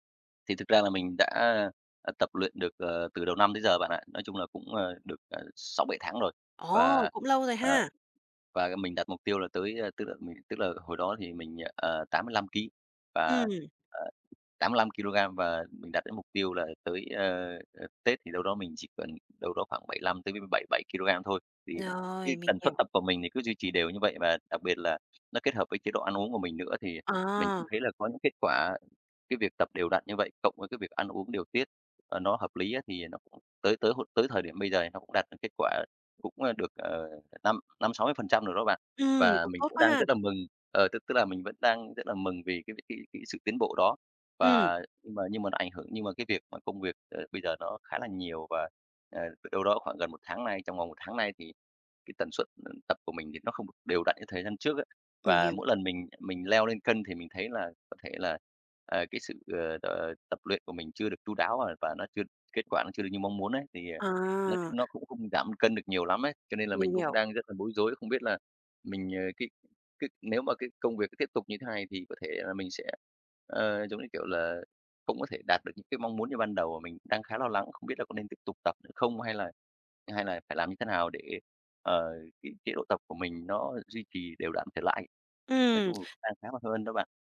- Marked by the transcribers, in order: other background noise; tapping
- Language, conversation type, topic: Vietnamese, advice, Làm thế nào để duy trì thói quen tập luyện đều đặn?